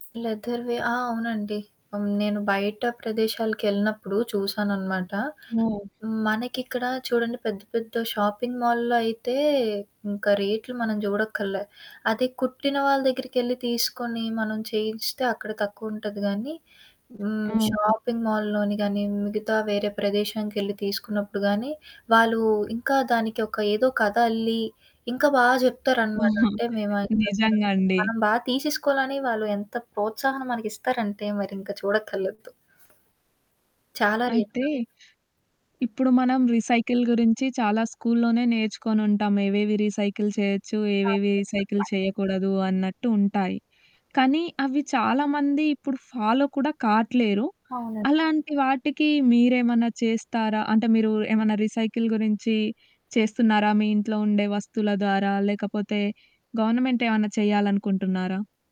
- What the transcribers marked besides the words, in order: static; in English: "లెదర్‌వే"; in English: "షాపింగ్ మాల్‌లో"; in English: "షాపింగ్ మాల్‌లోని"; chuckle; unintelligible speech; in English: "రీసైకిల్"; other background noise; in English: "రీసైకిల్"; unintelligible speech; in English: "రీసైకిల్"; in English: "ఫాలో"; in English: "రీసైకిల్"
- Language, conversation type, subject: Telugu, podcast, ప్లాస్టిక్ వాడకాన్ని తగ్గించేందుకు సులభంగా పాటించగల మార్గాలు ఏమేమి?
- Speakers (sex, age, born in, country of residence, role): female, 18-19, India, India, guest; female, 20-24, India, India, host